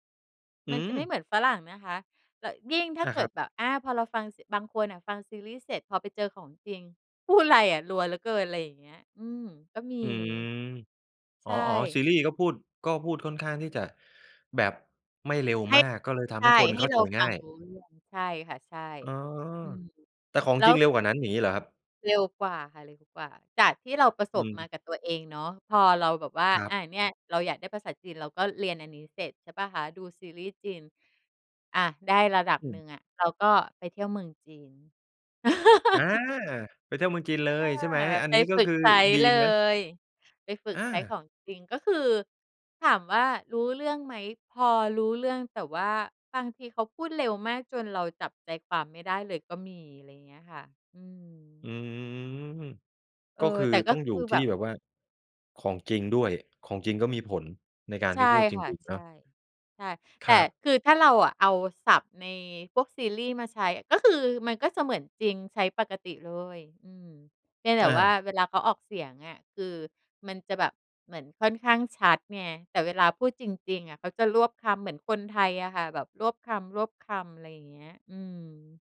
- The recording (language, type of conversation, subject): Thai, podcast, ถ้าอยากเริ่มเรียนทักษะใหม่ตอนโต ควรเริ่มอย่างไรดี?
- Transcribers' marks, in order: laughing while speaking: "พูดไรอะ"; background speech; joyful: "อา"; laugh; joyful: "ไปฝึกใช้เลย"; drawn out: "อืม"